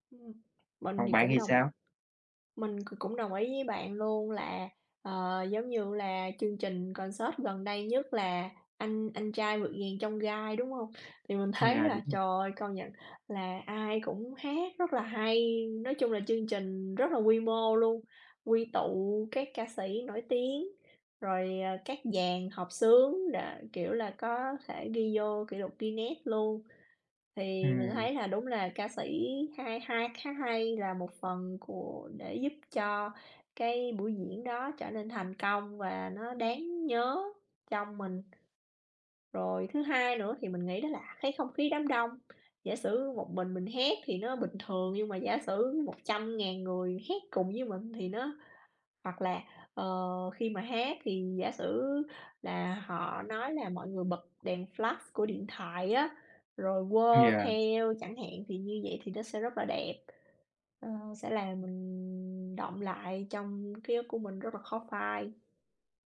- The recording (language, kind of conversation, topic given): Vietnamese, unstructured, Bạn thích đi dự buổi biểu diễn âm nhạc trực tiếp hay xem phát trực tiếp hơn?
- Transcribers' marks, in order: tapping; in English: "concert"; in English: "flash"